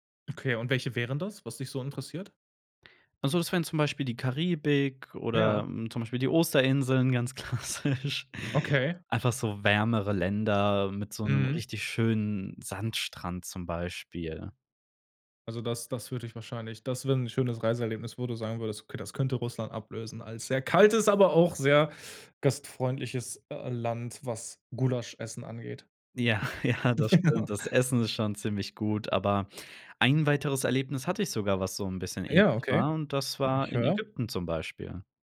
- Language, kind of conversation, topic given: German, podcast, Was war dein schönstes Reiseerlebnis und warum?
- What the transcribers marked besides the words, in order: laughing while speaking: "klassisch"; laughing while speaking: "Ja, ja"; laugh